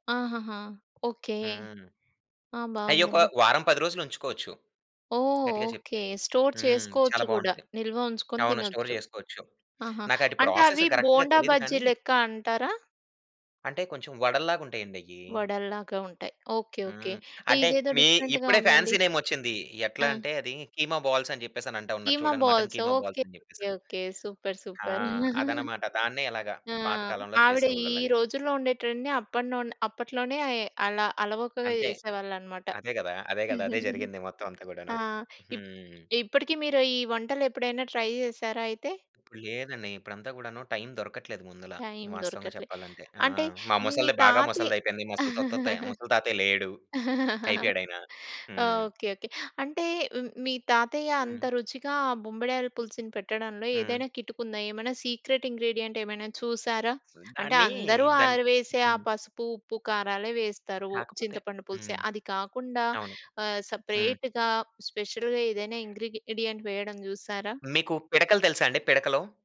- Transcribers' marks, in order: in English: "స్టోర్"; in English: "స్టోర్"; in English: "ప్రాసెస్ కరెక్ట్‌గా"; tapping; in English: "డిఫరెంట్‌గా"; in English: "ఫ్యాన్సీ"; in English: "బాల్స్"; in English: "బాల్స్"; in English: "సూపర్. సూపర్"; chuckle; in English: "ట్రెండ్‌ని"; chuckle; in English: "ట్రై"; chuckle; in English: "సీక్రెట్"; other noise; in English: "సెపరేట్‌గా స్పెషల్‌గేదైనా ఇంగ్రీడిడియంట్"
- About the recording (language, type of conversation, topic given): Telugu, podcast, మీ చిన్నప్పటి ఆహారానికి సంబంధించిన ఒక జ్ఞాపకాన్ని మాతో పంచుకుంటారా?